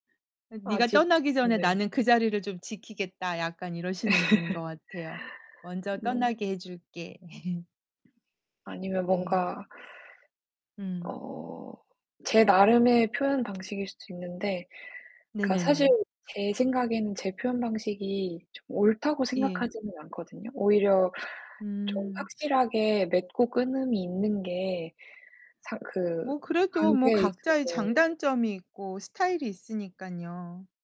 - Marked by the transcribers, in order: laugh; laugh; other background noise; distorted speech
- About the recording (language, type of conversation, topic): Korean, unstructured, 친구와 멀어졌을 때 어떤 기분이 드나요?